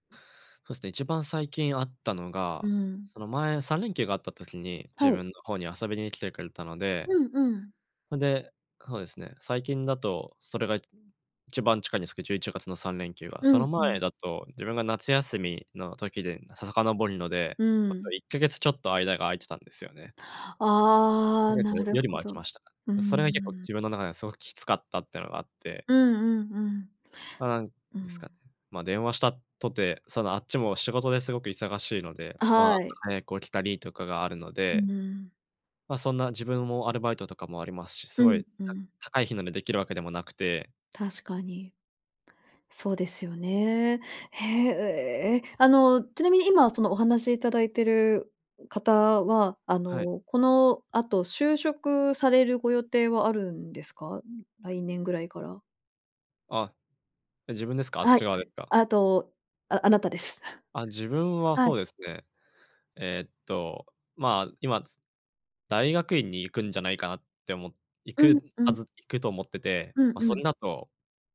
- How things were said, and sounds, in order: none
- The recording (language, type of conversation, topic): Japanese, advice, 長年のパートナーとの関係が悪化し、別れの可能性に直面したとき、どう向き合えばよいですか？